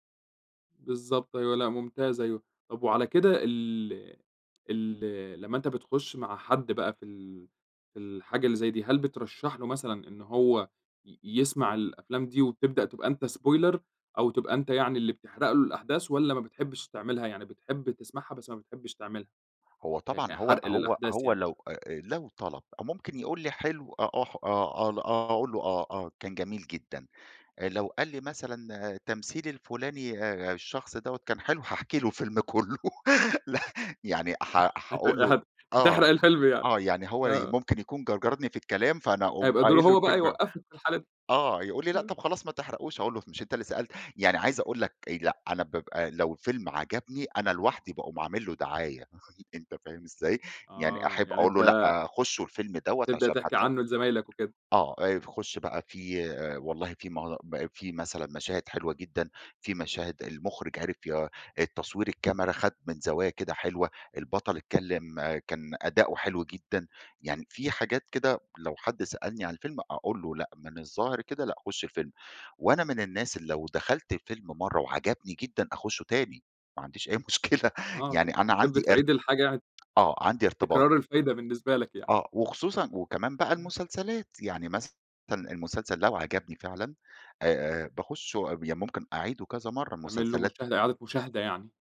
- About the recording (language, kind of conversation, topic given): Arabic, podcast, إزاي بتتعامل مع حرق أحداث مسلسل بتحبه؟
- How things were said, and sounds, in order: in English: "Spoiler"; laughing while speaking: "الفيلم كله ل"; unintelligible speech; unintelligible speech; chuckle; tapping; unintelligible speech; other background noise; laughing while speaking: "أي مشكلة"; unintelligible speech